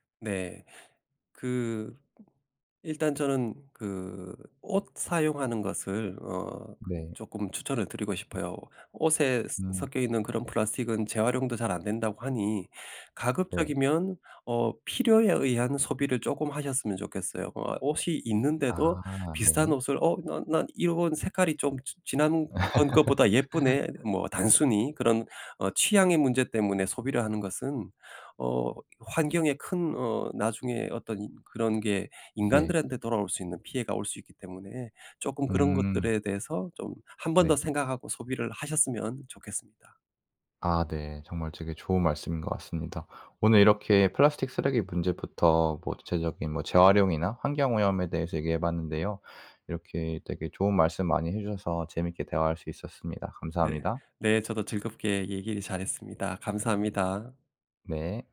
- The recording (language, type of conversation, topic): Korean, podcast, 플라스틱 쓰레기 문제, 어떻게 해결할 수 있을까?
- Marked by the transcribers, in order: tapping; laugh